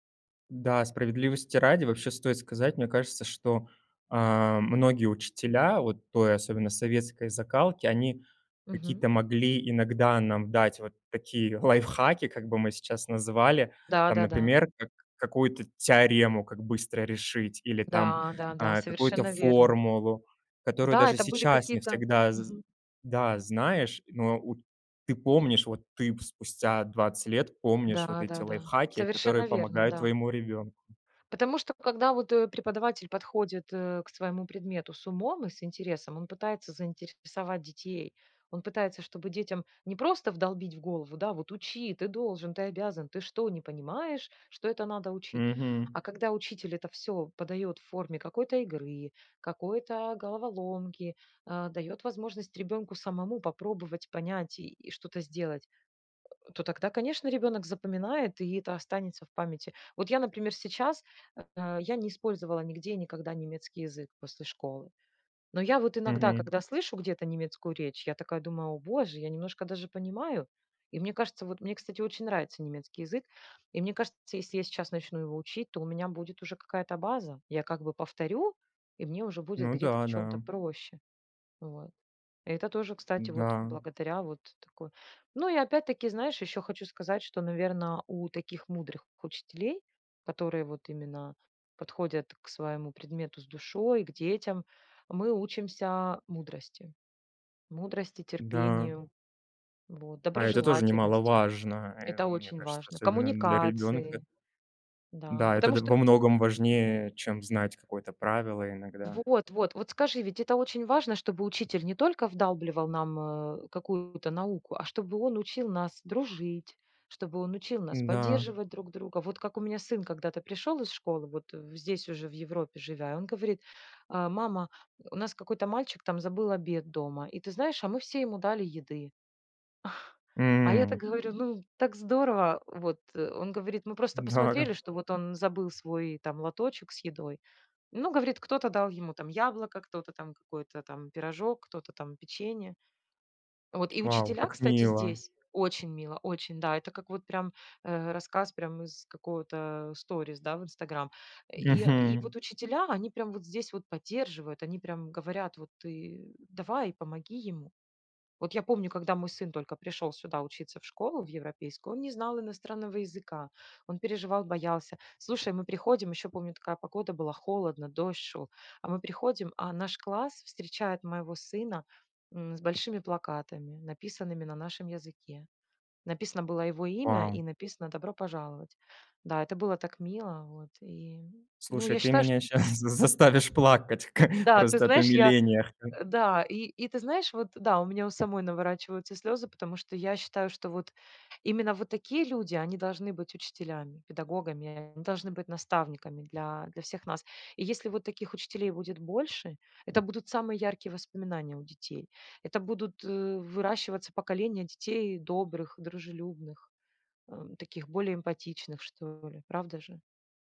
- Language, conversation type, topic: Russian, podcast, Какое твое самое яркое школьное воспоминание?
- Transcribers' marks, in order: in English: "лайфхаки"; other background noise; in English: "лайфхаки"; put-on voice: "учи! Ты должен! Ты обязан! … это надо учить?"; tapping; other noise; chuckle; laughing while speaking: "Да"; laughing while speaking: "щас з заставишь плакать к"; unintelligible speech